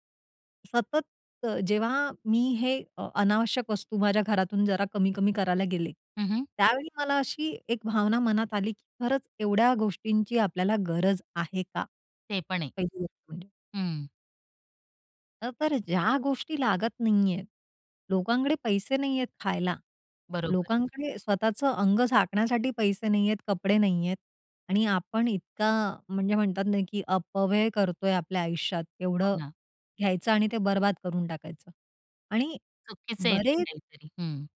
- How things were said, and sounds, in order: other background noise; in Hindi: "बरबाद"
- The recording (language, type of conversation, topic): Marathi, podcast, अनावश्यक वस्तू कमी करण्यासाठी तुमचा उपाय काय आहे?